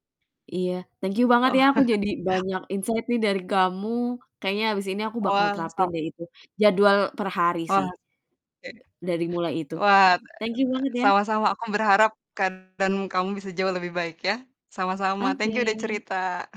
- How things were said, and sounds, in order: chuckle; in English: "insight"; distorted speech; other noise
- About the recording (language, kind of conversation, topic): Indonesian, advice, Apa kesulitan Anda dalam membagi waktu antara pekerjaan dan keluarga?